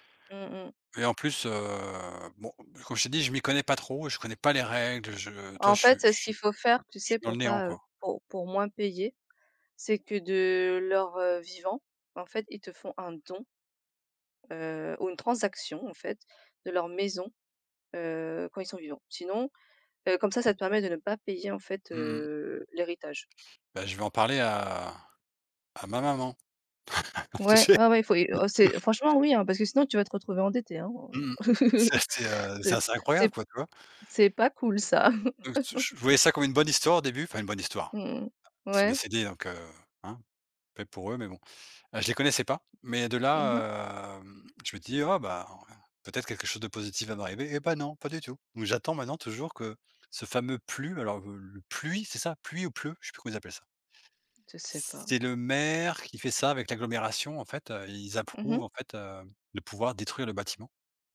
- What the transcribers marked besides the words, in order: drawn out: "heu"; stressed: "don"; laugh; laughing while speaking: "Tu sais"; chuckle; drawn out: "hem"
- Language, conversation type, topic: French, unstructured, Comment réagis-tu face à une dépense imprévue ?